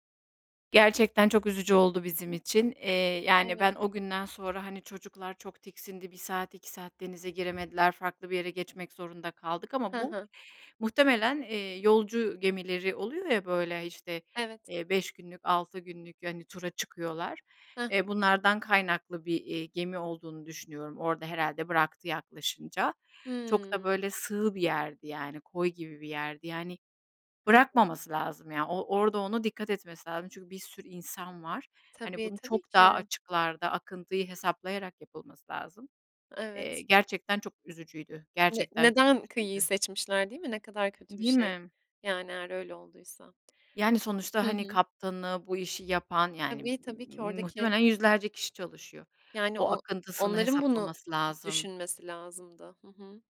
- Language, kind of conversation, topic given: Turkish, podcast, Kıyı ve denizleri korumaya bireyler nasıl katkıda bulunabilir?
- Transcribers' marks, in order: tapping; other background noise